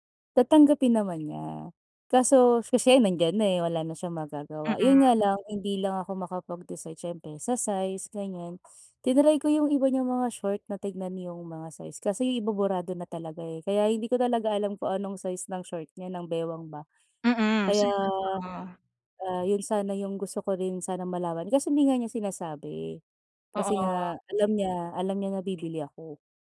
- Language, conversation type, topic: Filipino, advice, Paano ako pipili ng makabuluhang regalo para sa isang espesyal na tao?
- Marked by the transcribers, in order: tapping; "kasi" said as "kashi"; other background noise